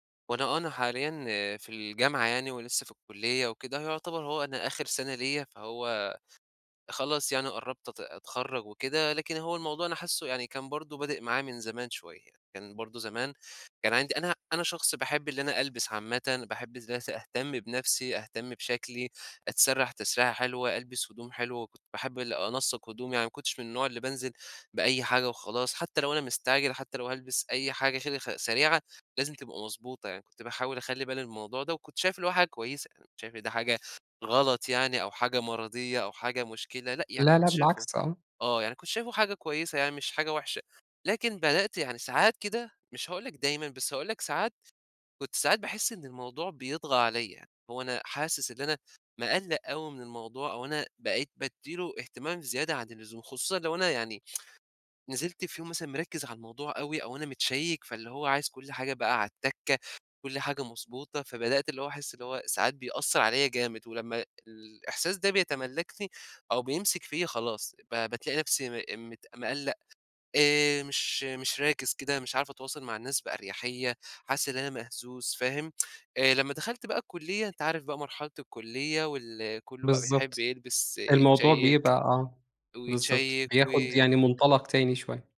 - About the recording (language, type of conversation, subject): Arabic, advice, ازاي أتخلص من قلقي المستمر من شكلي وتأثيره على تفاعلاتي الاجتماعية؟
- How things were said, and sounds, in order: tsk; tsk